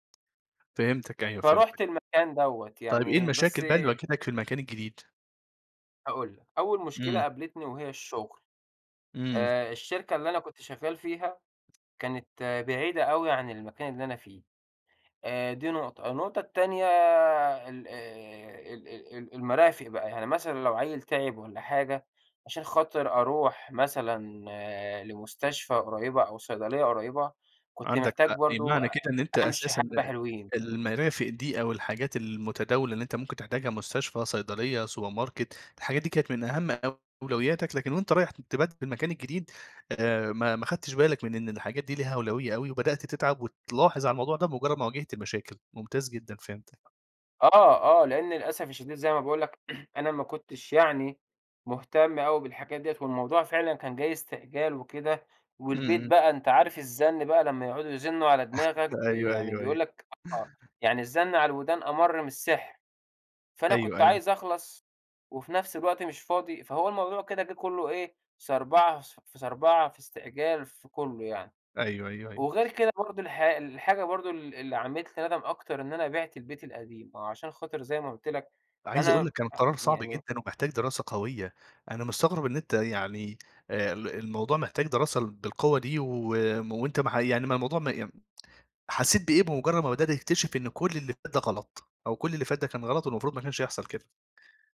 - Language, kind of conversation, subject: Arabic, podcast, إيه أهم نصيحة تديها لحد بينقل يعيش في مدينة جديدة؟
- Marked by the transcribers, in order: tapping; in English: "سوبر ماركت"; throat clearing; chuckle; tsk